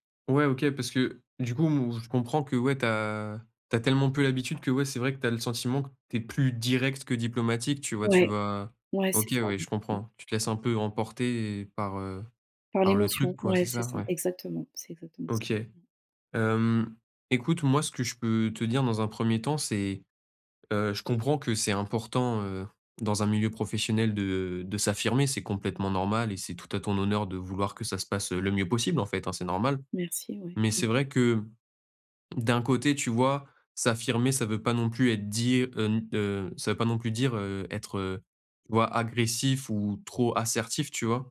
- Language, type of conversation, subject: French, advice, Comment puis-je m’affirmer sans nuire à mes relations professionnelles ?
- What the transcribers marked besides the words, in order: tapping